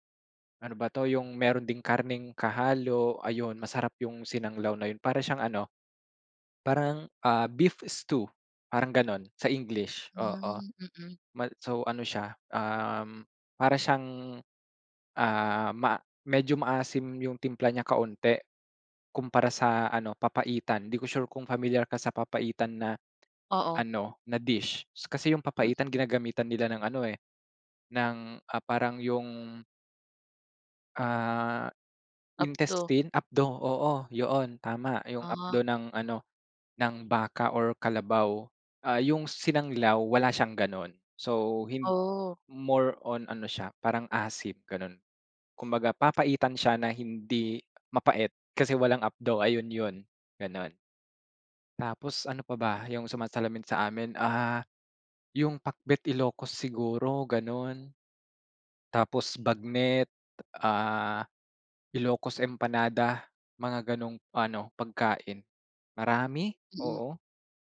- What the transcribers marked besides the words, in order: in English: "beef stew"
- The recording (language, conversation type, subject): Filipino, podcast, Paano nakaapekto ang pagkain sa pagkakakilanlan mo?